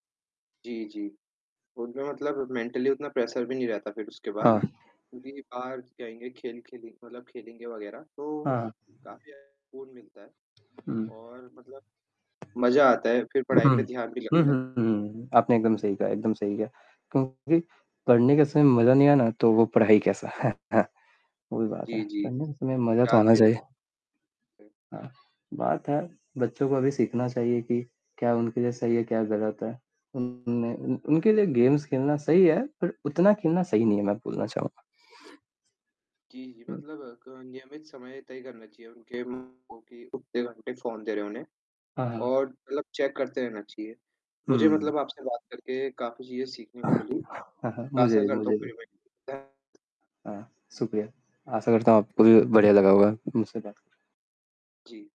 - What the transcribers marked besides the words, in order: static; in English: "मेंटली"; in English: "प्रेशर"; other background noise; distorted speech; laughing while speaking: "है ना?"; in English: "गेम्स"; in English: "चेक"; mechanical hum; throat clearing; tapping; unintelligible speech
- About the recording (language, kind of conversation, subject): Hindi, unstructured, बच्चों की पढ़ाई पर कोविड-19 का क्या असर पड़ा है?